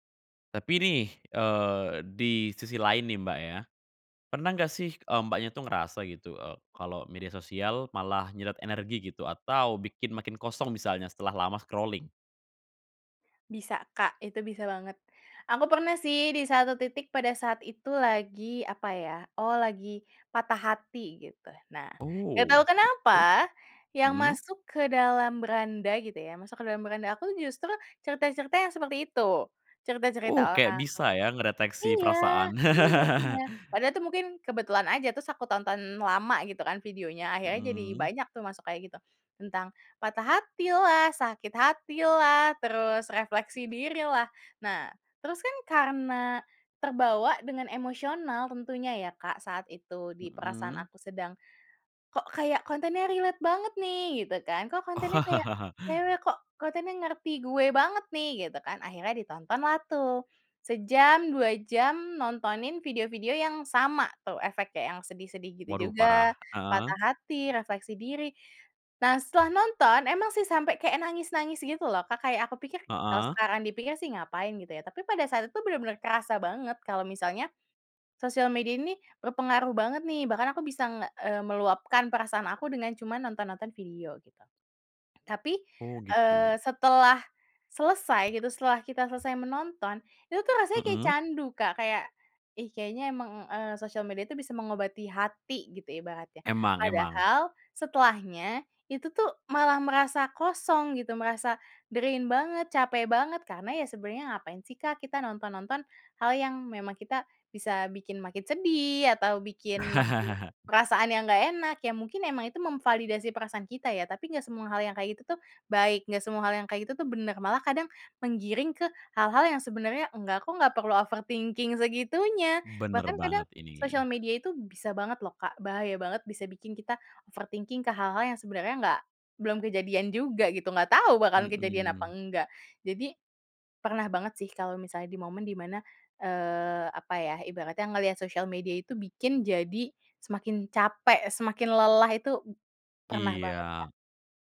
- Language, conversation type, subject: Indonesian, podcast, Bagaimana media sosial mengubah cara kita mencari pelarian?
- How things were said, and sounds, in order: other background noise; in English: "scrolling?"; chuckle; laugh; tapping; in English: "drain"; chuckle; in English: "overthinking"; in English: "overthinking"